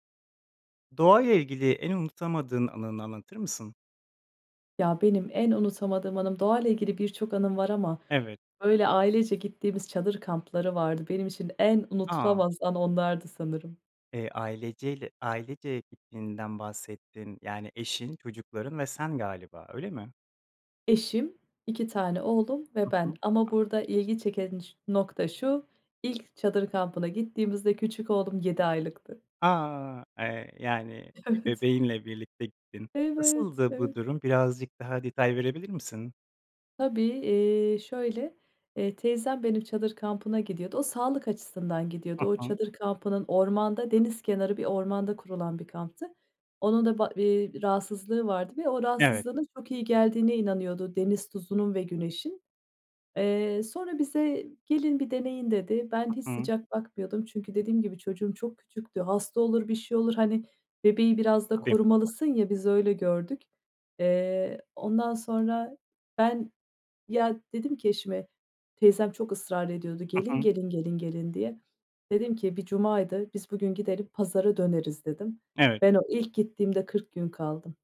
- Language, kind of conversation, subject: Turkish, podcast, Doğayla ilgili en unutamadığın anını anlatır mısın?
- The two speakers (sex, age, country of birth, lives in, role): female, 35-39, Turkey, Ireland, guest; male, 25-29, Turkey, Poland, host
- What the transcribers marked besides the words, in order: other background noise; laughing while speaking: "Evet"; tapping